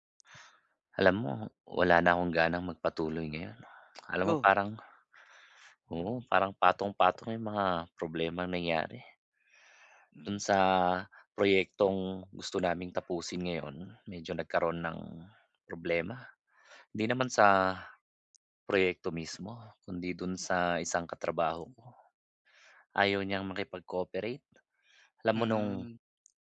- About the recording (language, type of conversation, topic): Filipino, advice, Paano ko muling maibabalik ang motibasyon ko sa aking proyekto?
- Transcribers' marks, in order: tapping